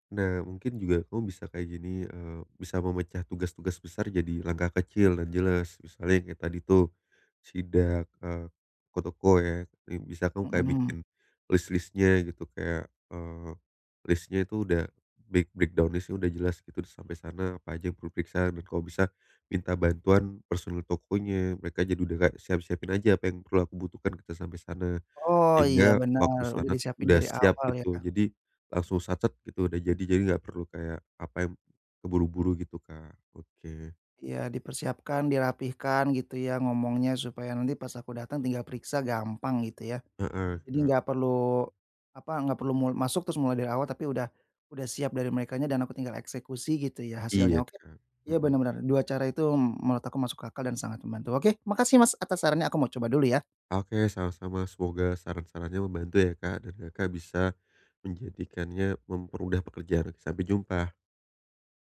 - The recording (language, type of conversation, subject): Indonesian, advice, Mengapa kamu sering menunda tugas penting untuk mencapai tujuanmu?
- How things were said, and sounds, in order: in English: "break breakdown"